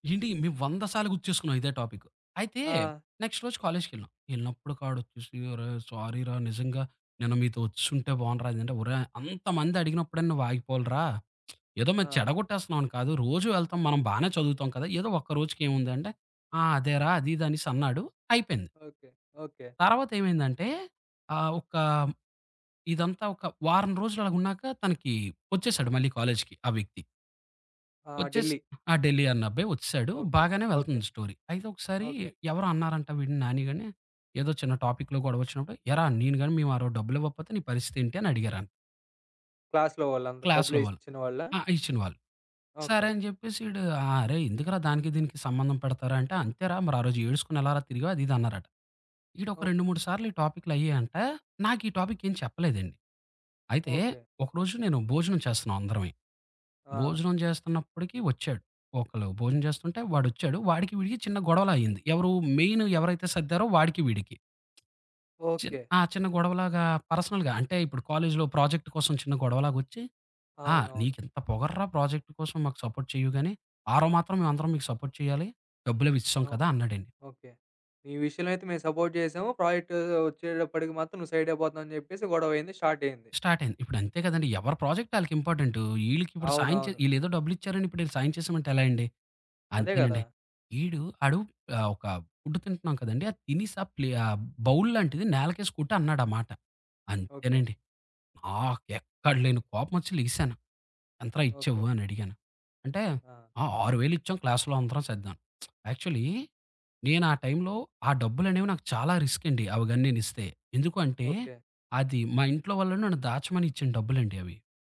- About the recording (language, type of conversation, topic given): Telugu, podcast, ఒక రిస్క్ తీసుకుని అనూహ్యంగా మంచి ఫలితం వచ్చిన అనుభవం ఏది?
- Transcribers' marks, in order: in English: "టాపిక్"; in English: "నెక్స్ట్"; in English: "సారీరా"; lip smack; in English: "వీక్‌కి"; in English: "స్టోరీ"; in English: "టాపిక్‌లో"; in English: "క్లాస్‌లో"; in English: "క్లాస్‌లో"; in English: "టాపిక్"; other background noise; in English: "పర్సనల్‌గా"; in English: "ప్రాజెక్ట్"; in English: "ప్రాజెక్ట్"; in English: "సపోర్ట్"; in English: "సపోర్ట్"; in English: "సపోర్ట్"; in English: "ప్రాజెక్ట్"; in English: "క్లాస్‌లో"; lip smack; in English: "యాక్చువలీ"